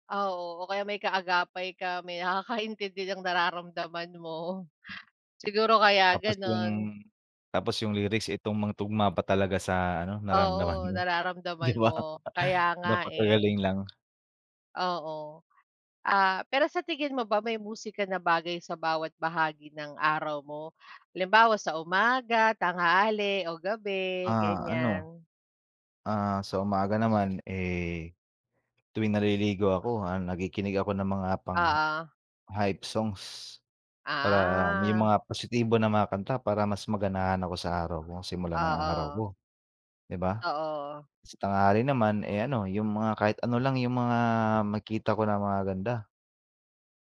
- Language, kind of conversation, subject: Filipino, unstructured, Paano nakaaapekto ang musika sa iyong araw-araw na buhay?
- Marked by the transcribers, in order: chuckle; other background noise